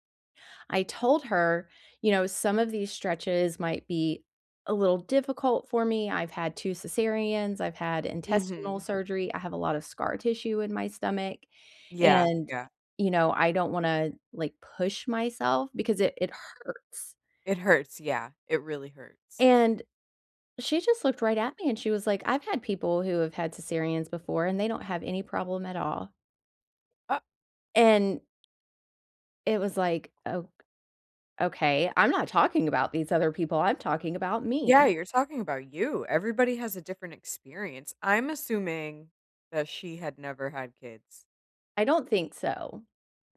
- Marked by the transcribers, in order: tapping
- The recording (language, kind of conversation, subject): English, unstructured, How can I make my gym welcoming to people with different abilities?